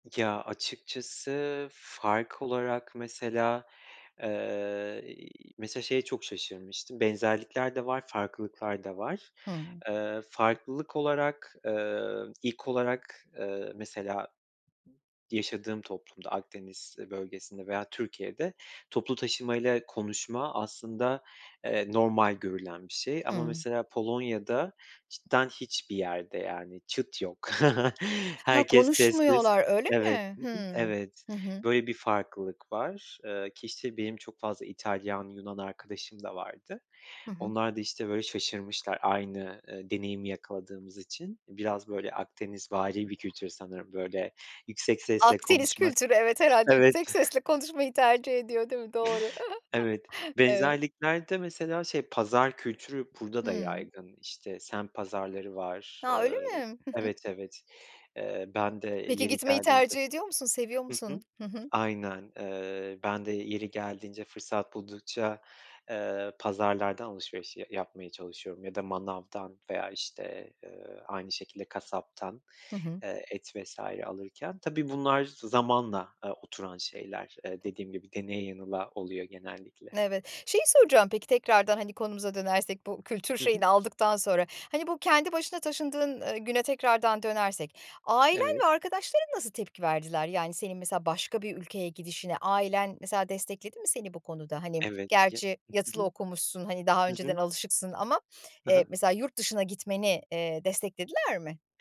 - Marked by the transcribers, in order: other background noise; tapping; chuckle; other noise; chuckle
- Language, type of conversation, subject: Turkish, podcast, Kendi başına taşındığın günü anlatır mısın?